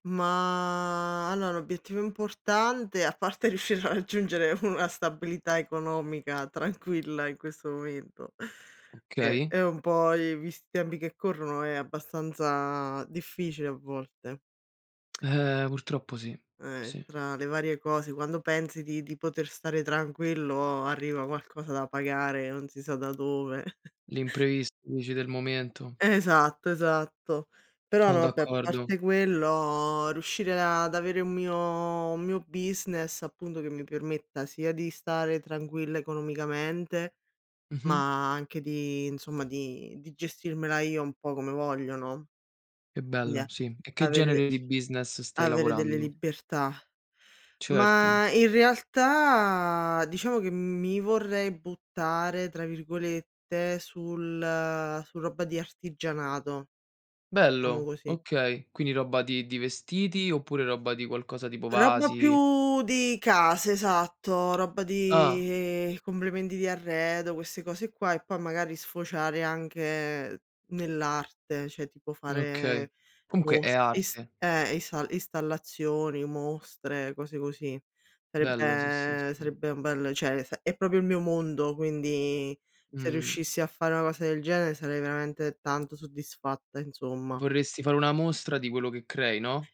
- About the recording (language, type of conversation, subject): Italian, unstructured, Qual è un obiettivo importante che vuoi raggiungere?
- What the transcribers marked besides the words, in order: drawn out: "Ma"; laughing while speaking: "riuscire a raggiungere una stabilità economica tranquilla"; chuckle; in English: "business"; "Quindi" said as "ndi"; tapping; drawn out: "di"; other background noise; "cioè" said as "ceh"; "cioè" said as "ceh"; "proprio" said as "propio"